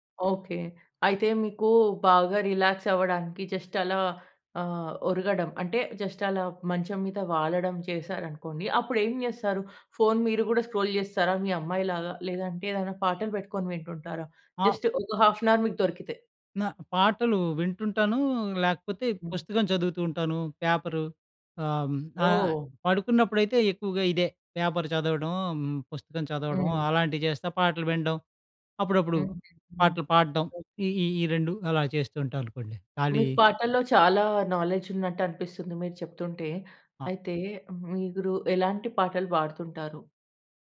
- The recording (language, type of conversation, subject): Telugu, podcast, మీకు విశ్రాంతినిచ్చే హాబీలు ఏవి నచ్చుతాయి?
- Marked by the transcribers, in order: in English: "రిలాక్స్"; in English: "జస్ట్"; in English: "జస్ట్"; in English: "స్క్రోల్"; in English: "జస్ట్"; in English: "పేపర్"; other noise; in English: "నాలెడ్జ్"